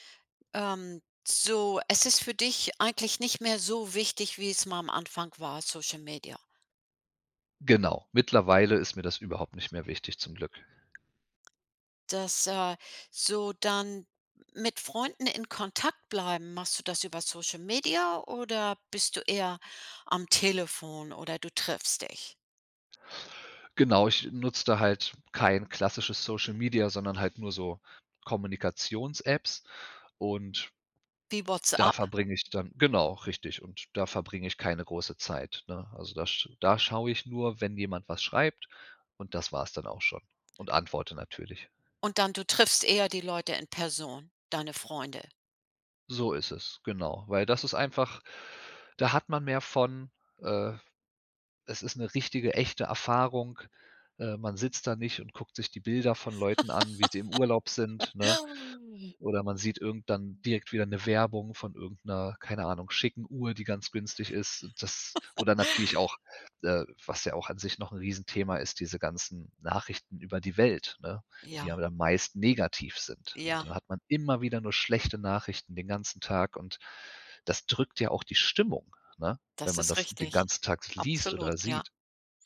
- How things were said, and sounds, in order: other background noise; laugh; laugh; stressed: "immer"
- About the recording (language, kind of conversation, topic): German, podcast, Was nervt dich am meisten an sozialen Medien?